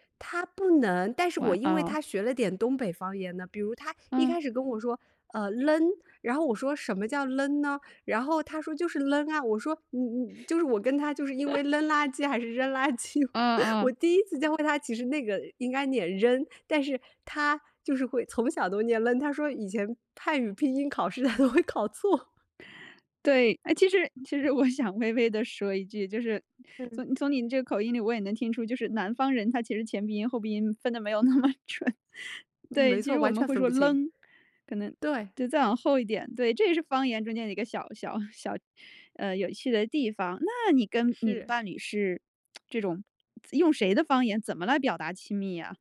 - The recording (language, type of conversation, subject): Chinese, podcast, 你会用方言来表达亲密感吗？
- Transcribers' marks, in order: laugh; laughing while speaking: "扔垃圾"; other background noise; laughing while speaking: "他都会考错"; laughing while speaking: "我想微微地"; laughing while speaking: "分得没有那么准"; laugh; tsk